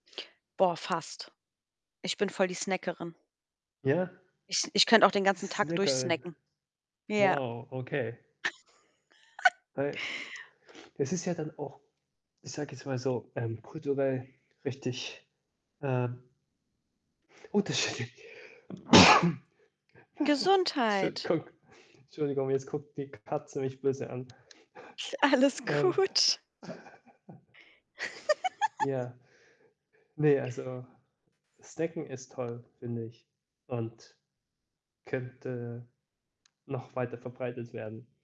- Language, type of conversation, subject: German, unstructured, Welcher Snack schmeckt dir besonders gut und ist dabei auch noch gesund?
- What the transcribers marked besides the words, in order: tapping; static; mechanical hum; laugh; sneeze; chuckle; distorted speech; laughing while speaking: "Ist alles gut"; other background noise; chuckle; laugh